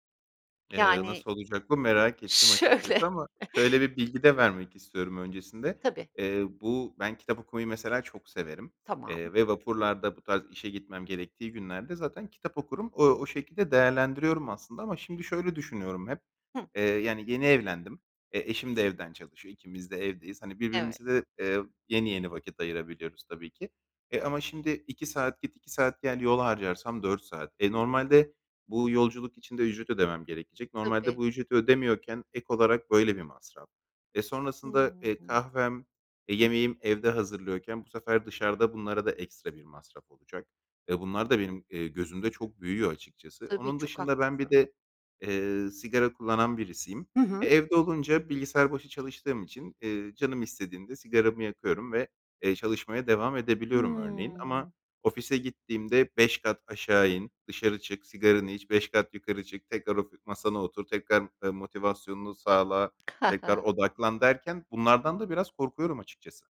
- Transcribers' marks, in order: laughing while speaking: "Şöyle"; chuckle
- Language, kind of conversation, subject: Turkish, advice, Evden çalışma veya esnek çalışma düzenine geçişe nasıl uyum sağlıyorsunuz?